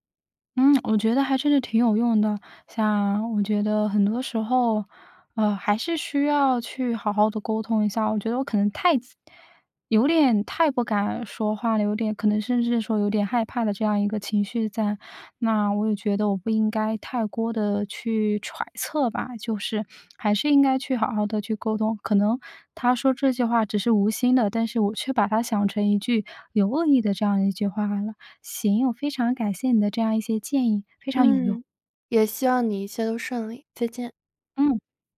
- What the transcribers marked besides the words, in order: lip smack; stressed: "太"; "多" said as "锅"; trusting: "嗯，也希望你一切都顺利，再见"
- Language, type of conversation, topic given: Chinese, advice, 我发现好友在背后说我坏话时，该怎么应对？